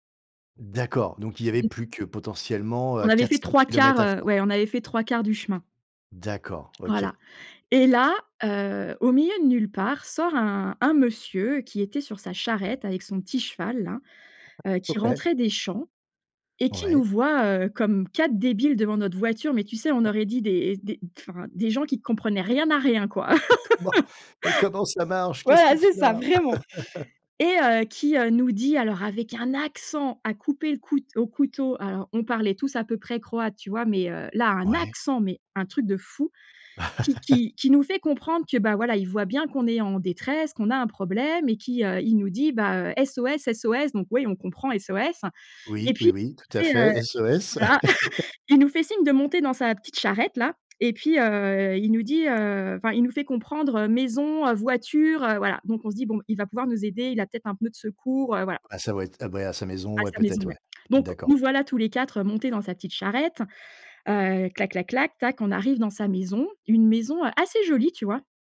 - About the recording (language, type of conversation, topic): French, podcast, Peux-tu raconter une expérience d’hospitalité inattendue ?
- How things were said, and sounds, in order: tapping; unintelligible speech; other background noise; chuckle; laughing while speaking: "Mais comment ?"; laugh; put-on voice: "Mais comment ça marche ? Qu'est-ce qu'on fait là ?"; stressed: "vraiment"; laugh; stressed: "accent"; stressed: "accent"; chuckle; laugh; chuckle